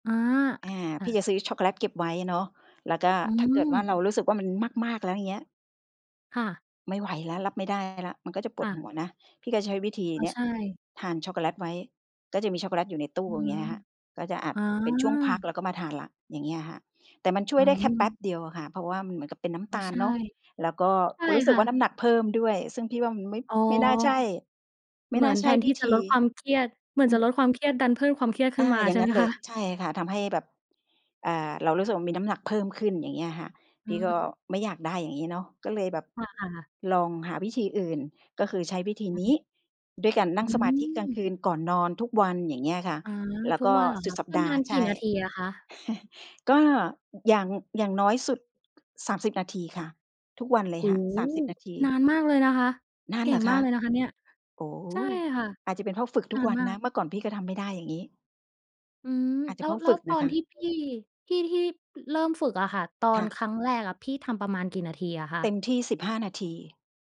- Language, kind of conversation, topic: Thai, podcast, คุณมีวิธีจัดการกับความเครียดอย่างไรบ้าง?
- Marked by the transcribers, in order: tapping; other background noise; laughing while speaking: "คะ ?"; chuckle